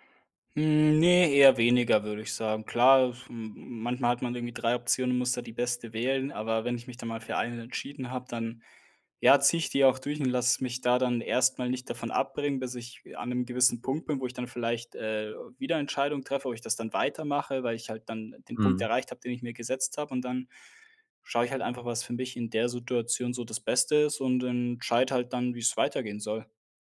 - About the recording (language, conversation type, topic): German, podcast, Wann hast du zum ersten Mal wirklich eine Entscheidung für dich selbst getroffen?
- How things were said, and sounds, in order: none